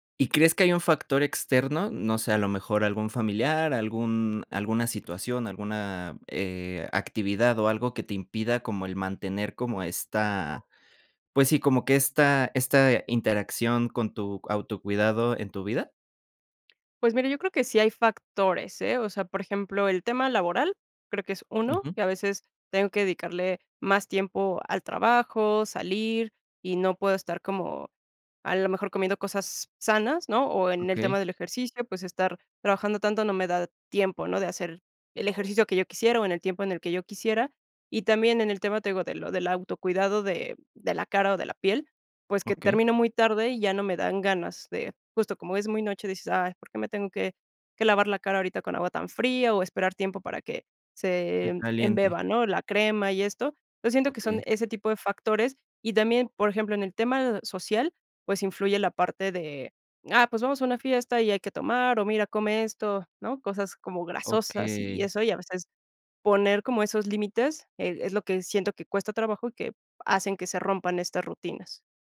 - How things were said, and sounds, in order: none
- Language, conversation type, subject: Spanish, advice, ¿Por qué te cuesta crear y mantener una rutina de autocuidado sostenible?